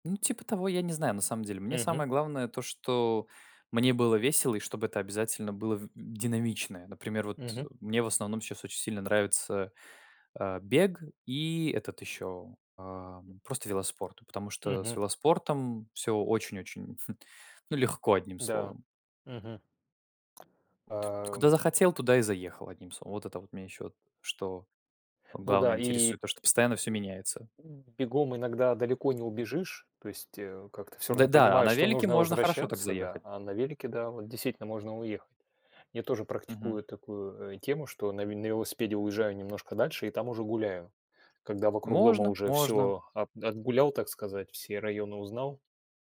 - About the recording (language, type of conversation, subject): Russian, unstructured, Как спорт помогает справляться со стрессом?
- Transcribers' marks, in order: other background noise; chuckle; tapping